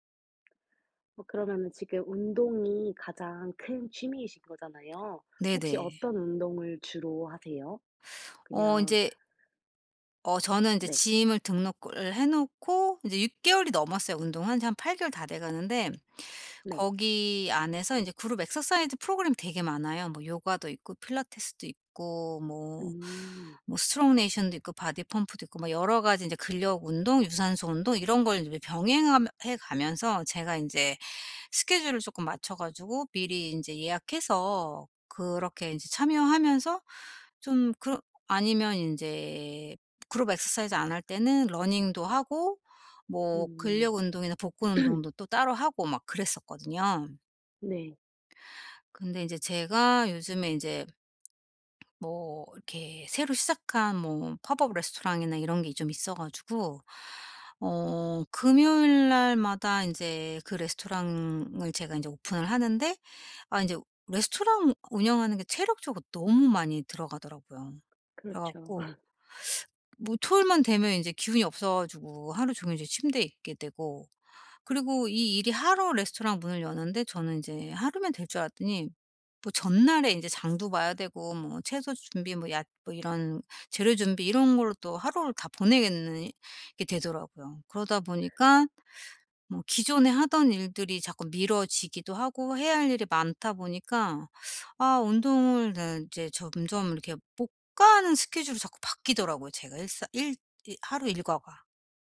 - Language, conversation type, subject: Korean, advice, 요즘 시간이 부족해서 좋아하는 취미를 계속하기가 어려운데, 어떻게 하면 꾸준히 유지할 수 있을까요?
- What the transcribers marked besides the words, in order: tapping; other background noise; in English: "엑서사이즈"; in English: "엑서사이즈"; throat clearing; teeth sucking; laugh